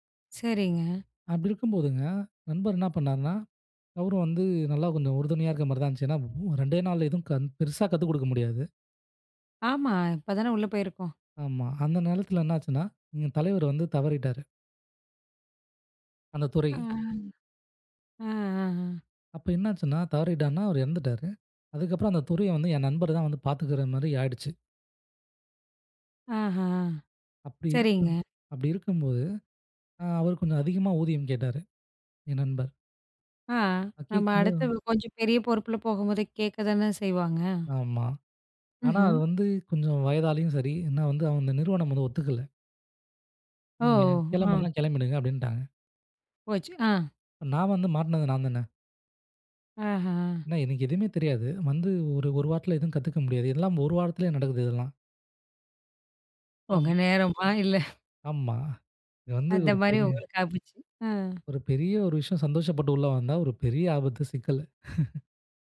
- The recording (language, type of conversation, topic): Tamil, podcast, சிக்கலில் இருந்து உங்களை காப்பாற்றிய ஒருவரைப் பற்றி சொல்ல முடியுமா?
- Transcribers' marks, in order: "நேரத்துல" said as "நெலத்துல"; drawn out: "ஆ"; drawn out: "ஓ!"; laughing while speaking: "உங்க நேரமா? இல்ல"; laughing while speaking: "ஆமா"; chuckle